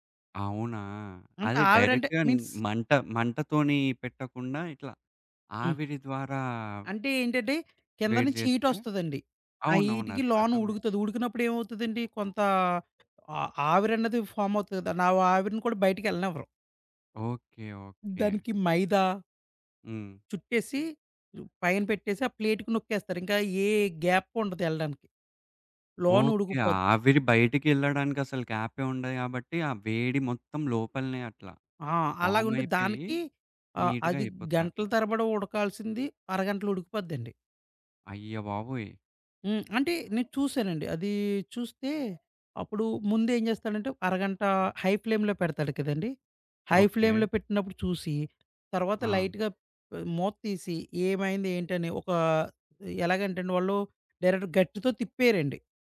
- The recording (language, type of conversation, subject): Telugu, podcast, సాధారణ పదార్థాలతో ఇంట్లోనే రెస్టారెంట్‌లాంటి రుచి ఎలా తీసుకురాగలరు?
- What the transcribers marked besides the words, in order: in English: "డైరెక్ట్‌గా"; in English: "మీన్స్"; other background noise; in English: "హీట్"; in English: "హీట్‌కి"; in English: "ఫామ్"; in English: "ప్లేట్‍కి"; in English: "ఫామ్"; in English: "నీట్‌గా"; in English: "హై ఫ్లేమ్‌లో"; in English: "హై ఫ్లేమ్‌లో"; in English: "లైట్‍గా"; in English: "డైరెక్ట్‌గా"